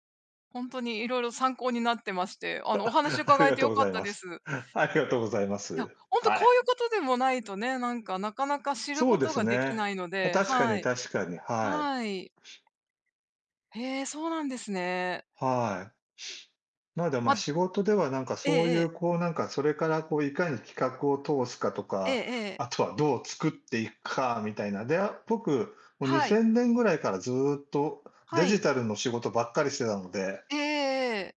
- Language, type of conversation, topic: Japanese, unstructured, 働き始めてから、いちばん嬉しかった瞬間はいつでしたか？
- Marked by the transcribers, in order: other background noise; laugh; laughing while speaking: "ありがとうございます"